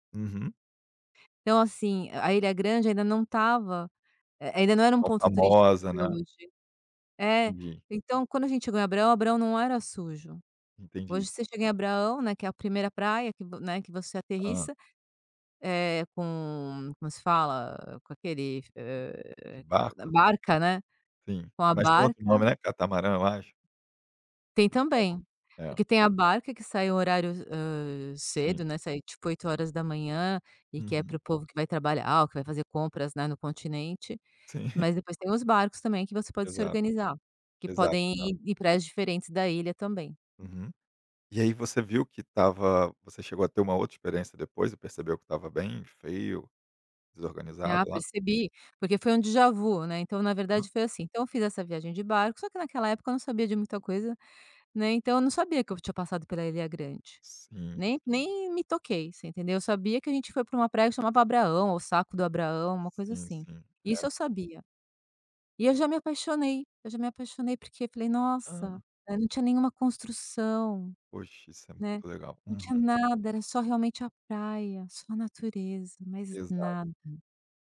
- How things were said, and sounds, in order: tapping; chuckle; in French: "déjà-vu"
- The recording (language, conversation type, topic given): Portuguese, podcast, Me conta uma experiência na natureza que mudou sua visão do mundo?